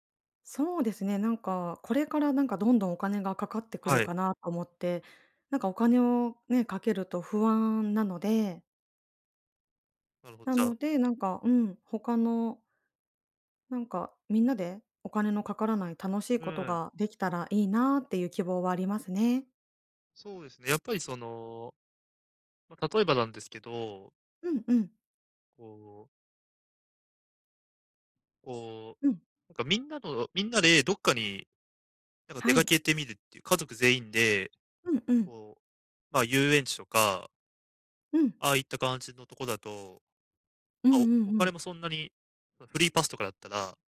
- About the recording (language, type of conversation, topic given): Japanese, advice, 簡素な生活で経験を増やすにはどうすればよいですか？
- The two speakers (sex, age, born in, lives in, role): female, 40-44, Japan, Japan, user; male, 20-24, Japan, Japan, advisor
- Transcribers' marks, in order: other background noise; tapping